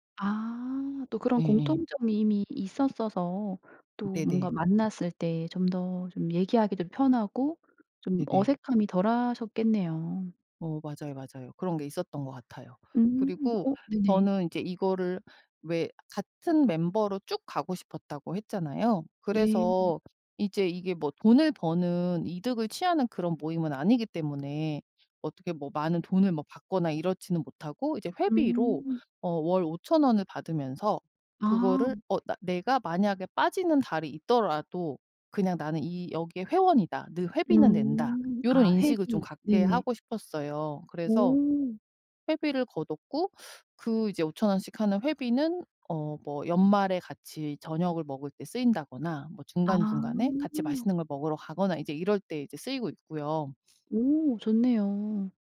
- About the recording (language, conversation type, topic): Korean, podcast, 취미를 통해 새로 만난 사람과의 이야기가 있나요?
- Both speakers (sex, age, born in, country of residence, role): female, 45-49, South Korea, United States, guest; female, 55-59, South Korea, South Korea, host
- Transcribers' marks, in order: other background noise